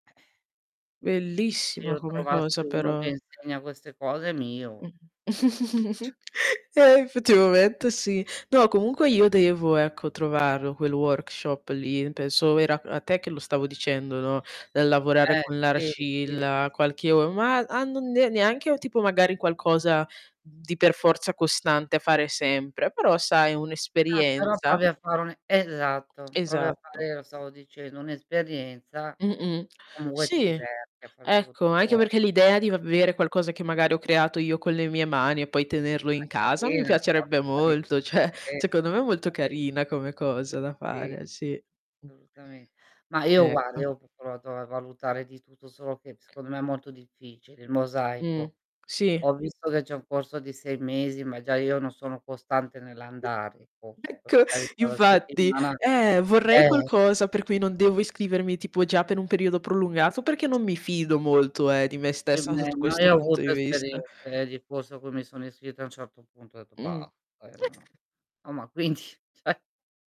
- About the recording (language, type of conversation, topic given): Italian, unstructured, Quale abilità ti piacerebbe imparare quest’anno?
- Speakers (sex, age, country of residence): female, 20-24, Italy; female, 55-59, Italy
- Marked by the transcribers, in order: other noise; distorted speech; tapping; chuckle; static; in English: "workshop"; other background noise; "Comunque" said as "comue"; unintelligible speech; laughing while speaking: "ceh"; "cioè" said as "ceh"; unintelligible speech; laughing while speaking: "Ecco"; unintelligible speech; laughing while speaking: "quindi ceh"; "cioè" said as "ceh"